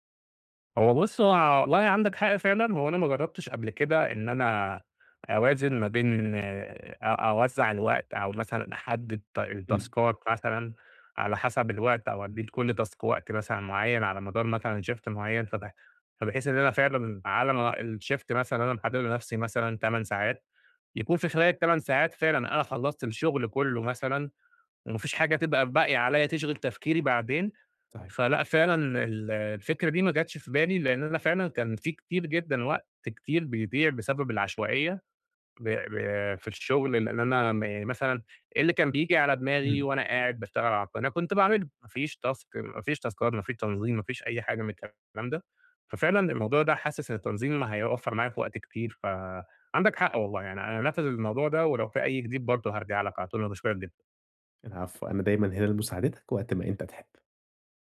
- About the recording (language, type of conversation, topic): Arabic, advice, إزاي أوازن بين شغفي وهواياتي وبين متطلبات حياتي اليومية؟
- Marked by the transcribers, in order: in English: "التاسكات"; in English: "تاسك"; in English: "shift"; in English: "الshift"; in English: "تاسك"; in English: "تاسكات"